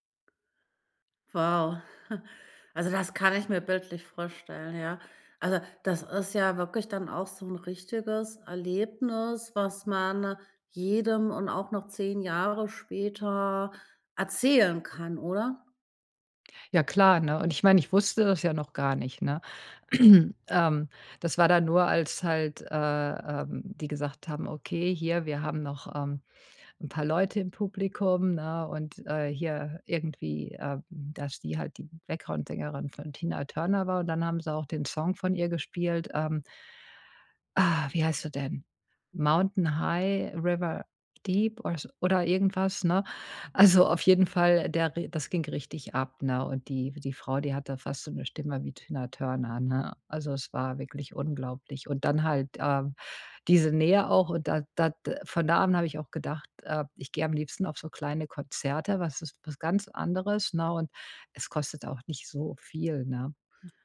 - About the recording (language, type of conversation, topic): German, podcast, Was macht ein Konzert besonders intim und nahbar?
- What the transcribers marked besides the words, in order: other background noise; chuckle; throat clearing